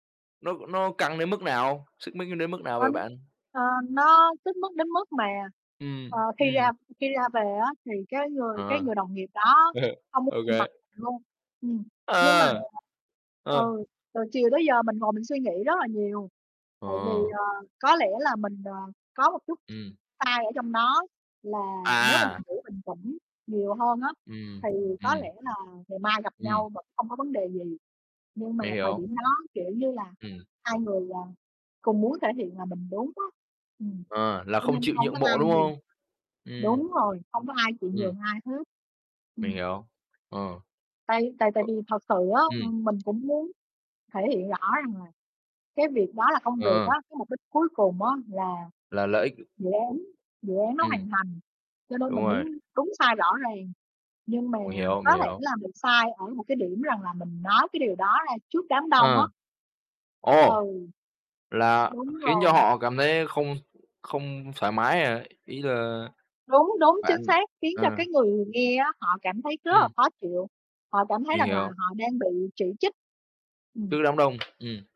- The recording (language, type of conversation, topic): Vietnamese, unstructured, Bạn sẽ làm gì khi cả hai bên đều không chịu nhượng bộ?
- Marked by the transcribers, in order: unintelligible speech; other background noise; chuckle; distorted speech; tapping